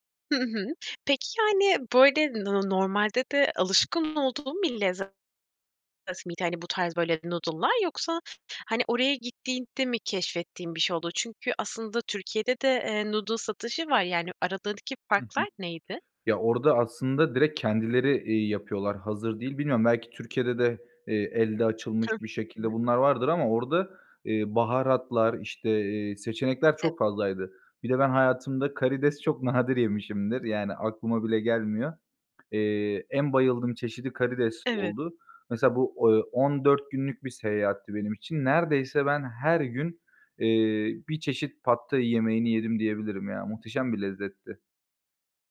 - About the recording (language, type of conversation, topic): Turkish, podcast, En unutamadığın yemek keşfini anlatır mısın?
- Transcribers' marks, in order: other background noise